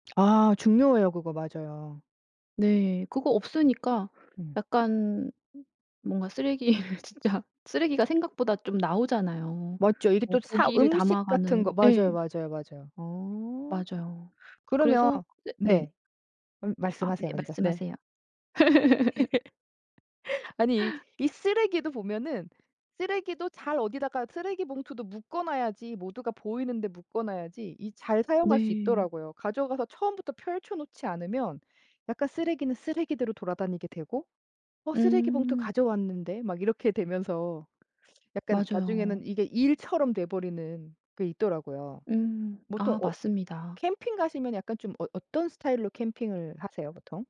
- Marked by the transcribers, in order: other background noise; laughing while speaking: "쓰레기를 진짜"; laugh
- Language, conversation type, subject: Korean, podcast, 가벼운 캠핑이나 등산을 할 때 환경을 지키는 방법은 무엇인가요?